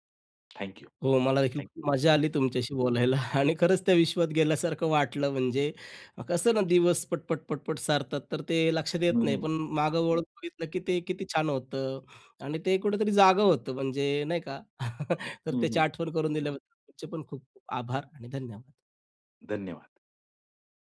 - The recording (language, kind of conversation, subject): Marathi, podcast, लहानपणीचा आवडता टीव्ही शो कोणता आणि का?
- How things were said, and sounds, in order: tapping; chuckle; chuckle; other noise